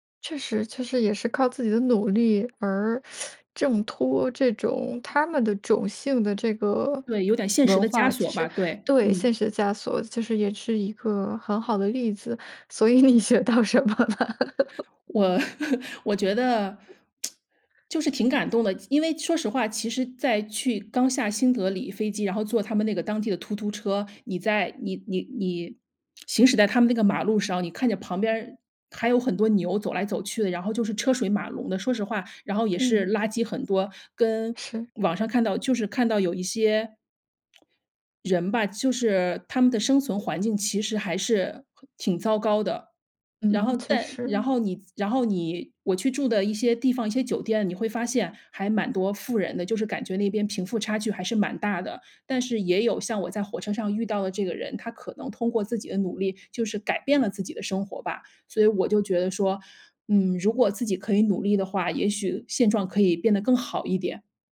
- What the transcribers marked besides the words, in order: teeth sucking; laughing while speaking: "你学到什么呢？"; laugh; lip smack; other background noise
- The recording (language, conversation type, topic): Chinese, podcast, 旅行教给你最重要的一课是什么？